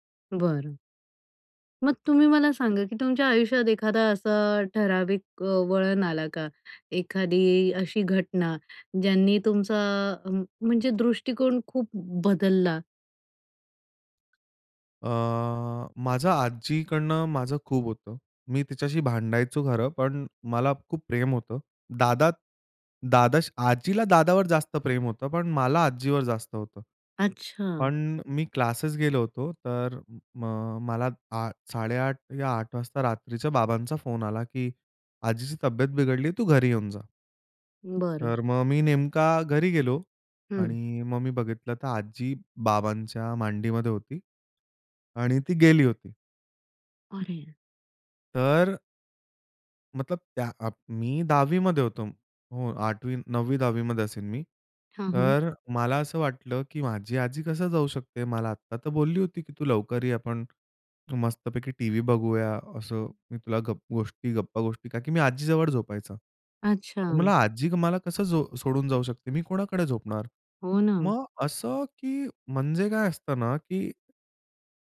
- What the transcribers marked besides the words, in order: other background noise; tapping; sad: "अरे!"
- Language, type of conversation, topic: Marathi, podcast, स्वतःला ओळखण्याचा प्रवास कसा होता?